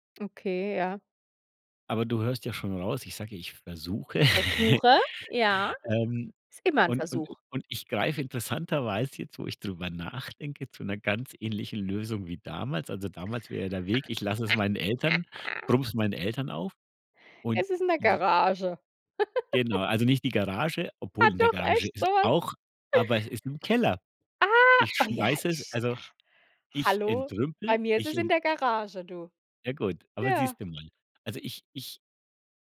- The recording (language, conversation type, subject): German, podcast, Welche Tipps hast du für mehr Ordnung in kleinen Räumen?
- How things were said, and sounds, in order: chuckle; laugh; giggle; chuckle; surprised: "Ah"